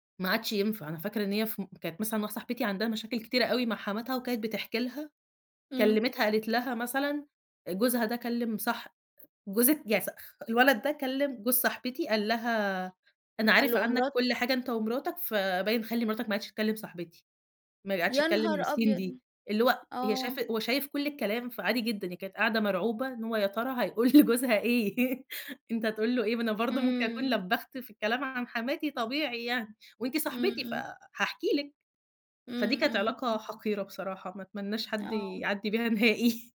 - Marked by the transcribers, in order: laughing while speaking: "هيقول لجوزها إيه؟"; laughing while speaking: "نهائي"
- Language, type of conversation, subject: Arabic, podcast, احكيلي عن قصة صداقة عمرك ما هتنساها؟